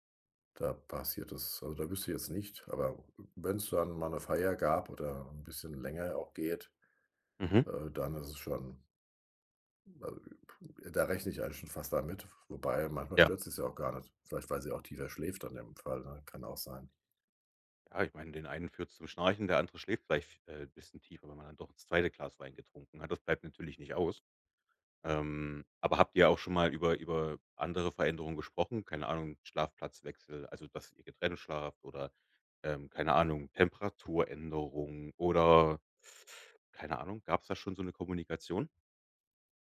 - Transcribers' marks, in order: tapping
- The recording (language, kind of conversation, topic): German, advice, Wie beeinträchtigt Schnarchen von dir oder deinem Partner deinen Schlaf?